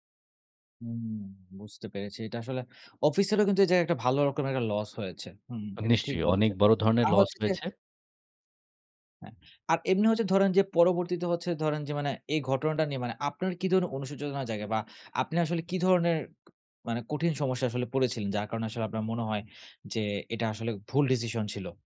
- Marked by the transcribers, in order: other background noise
- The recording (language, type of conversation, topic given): Bengali, podcast, কোনো সিদ্ধান্ত কি কখনো হঠাৎ করে আপনার জীবন পাল্টে দিয়েছিল?